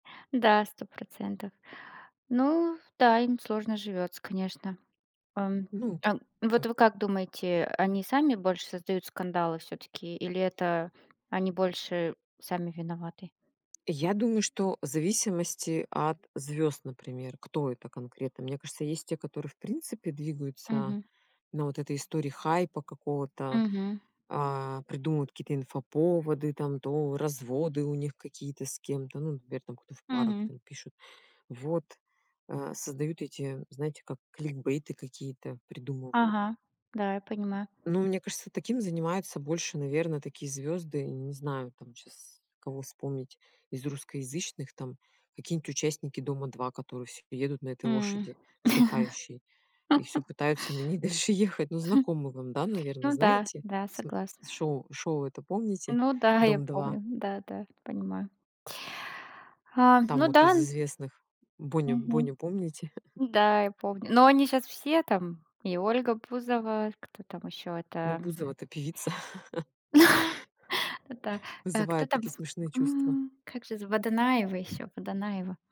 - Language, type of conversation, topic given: Russian, unstructured, Почему звёзды шоу-бизнеса так часто оказываются в скандалах?
- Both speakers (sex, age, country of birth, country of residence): female, 40-44, Russia, Germany; female, 40-44, Russia, United States
- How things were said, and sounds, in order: tapping; laugh; laughing while speaking: "на ней дальше ехать"; chuckle; laughing while speaking: "я помню"; inhale; laugh; chuckle; laugh